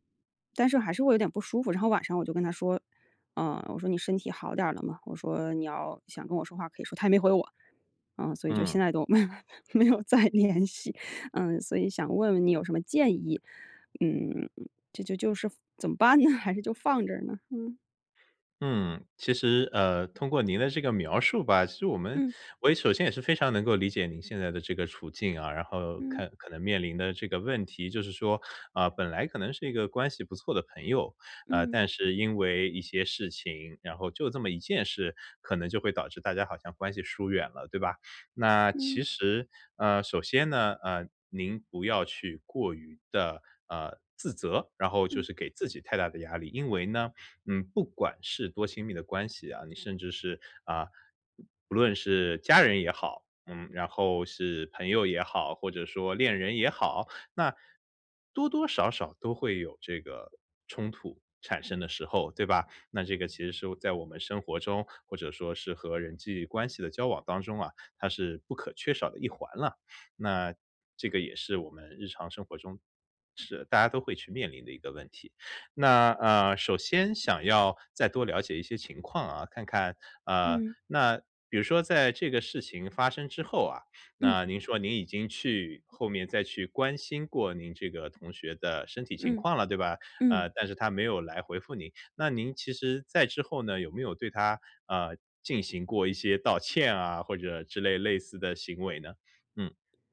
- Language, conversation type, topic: Chinese, advice, 我该如何重建他人对我的信任并修复彼此的关系？
- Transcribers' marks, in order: laughing while speaking: "没有 没有 没有再联系"; laughing while speaking: "怎么办呢？"